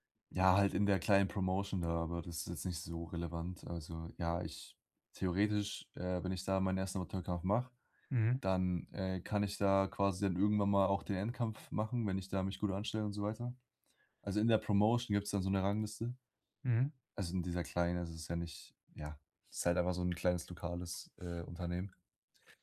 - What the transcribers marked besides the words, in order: in English: "Promotion"; in English: "Promotion"
- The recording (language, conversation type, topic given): German, advice, Wie kann ich nach einem Rückschlag meine Motivation wiederfinden?